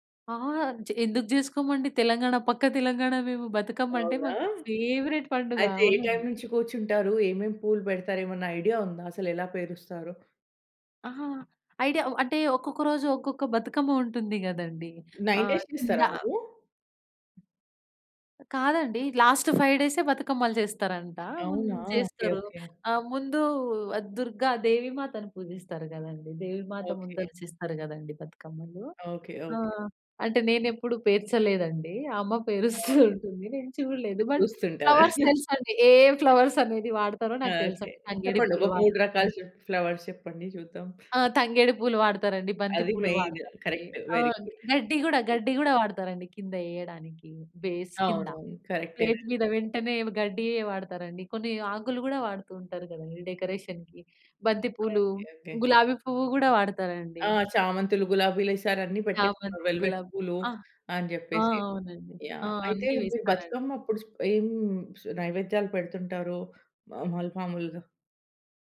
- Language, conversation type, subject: Telugu, podcast, మన పండుగలు ఋతువులతో ఎలా ముడిపడి ఉంటాయనిపిస్తుంది?
- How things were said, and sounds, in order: in English: "ఫేవరెట్"; in English: "నైన్ డేస్"; in English: "లాస్ట్ ఫైవ్"; laughing while speaking: "పేరుస్తూ ఉంటుంది"; in English: "బట్ ఫ్లవర్స్"; in English: "ఫ్లవర్స్"; chuckle; in English: "ఫ్లవర్స్"; in English: "మెయిన్ కరెక్ట్. వెరీ గుడ్"; other background noise; in English: "బేస్"; in English: "ప్లేట్"; in English: "డెకరేషన్‌కి"; in English: "వెల్వెట్"